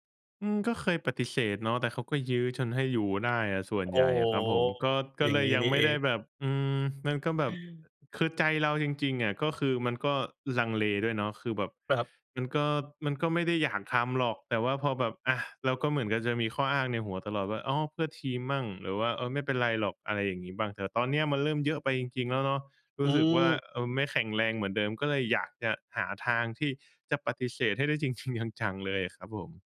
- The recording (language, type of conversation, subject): Thai, advice, ฉันควรรับมืออย่างไรเมื่อเพื่อนๆ กดดันให้ดื่มแอลกอฮอล์หรือทำกิจกรรมที่ฉันไม่อยากทำ?
- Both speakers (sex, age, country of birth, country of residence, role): male, 25-29, Thailand, Thailand, user; male, 30-34, Indonesia, Indonesia, advisor
- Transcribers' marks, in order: none